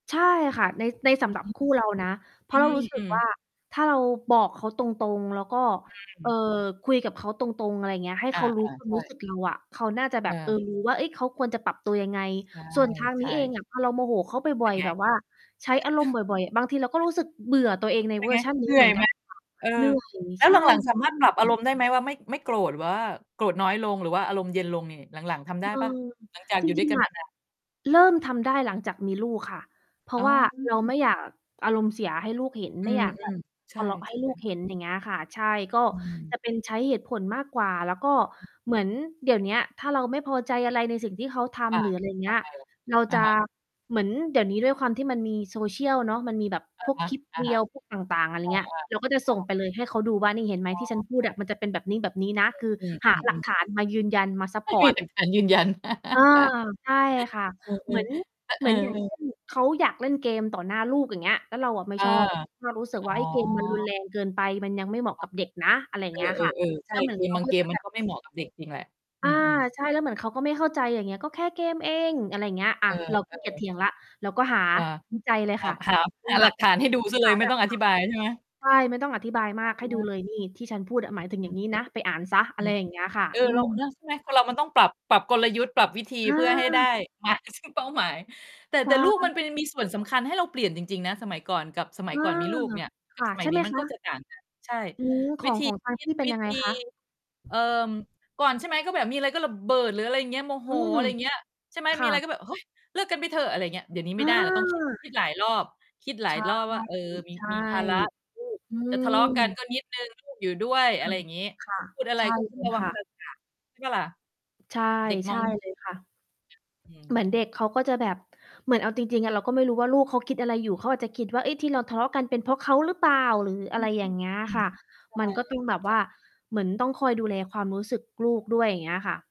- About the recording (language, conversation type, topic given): Thai, unstructured, คุณคิดว่าความรักกับความโกรธสามารถอยู่ร่วมกันได้ไหม?
- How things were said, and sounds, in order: unintelligible speech; distorted speech; mechanical hum; chuckle; other background noise; static; unintelligible speech; laughing while speaking: "ยืนยัน"; chuckle; unintelligible speech; laughing while speaking: "ซึ่ง"; tapping